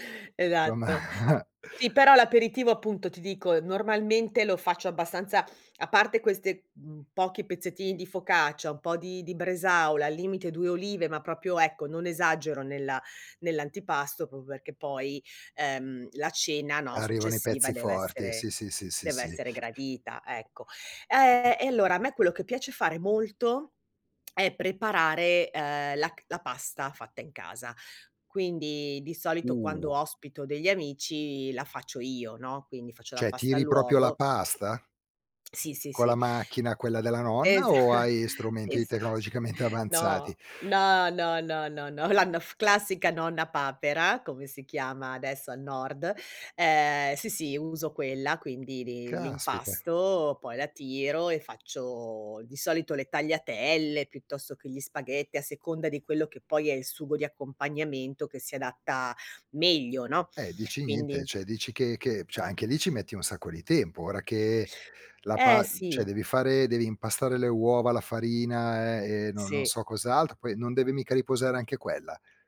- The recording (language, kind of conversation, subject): Italian, podcast, Qual è la tua strategia per ospitare senza stress?
- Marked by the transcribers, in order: laughing while speaking: "insomma"; other background noise; tapping; "proprio" said as "propio"; "proprio" said as "propio"; tongue click; "Cioè" said as "ceh"; "proprio" said as "propio"; laughing while speaking: "Esa sì, sì"; "cioè" said as "ceh"; "cioè" said as "ceh"; "cioè" said as "ceh"